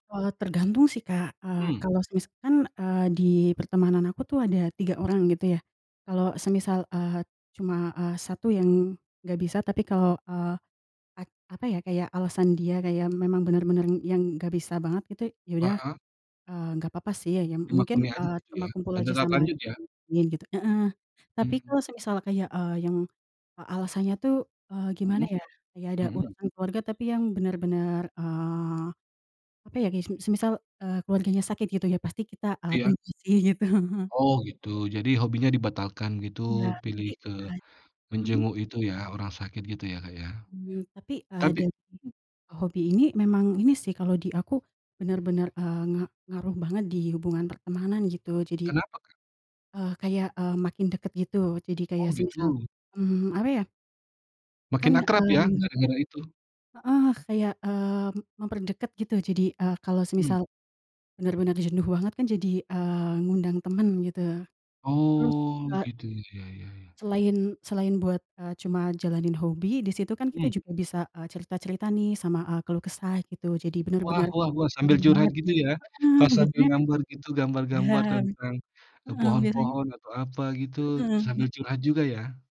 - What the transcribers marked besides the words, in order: unintelligible speech; laughing while speaking: "gitu"; unintelligible speech; other background noise
- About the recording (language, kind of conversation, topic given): Indonesian, unstructured, Apa hobi yang paling sering kamu lakukan bersama teman?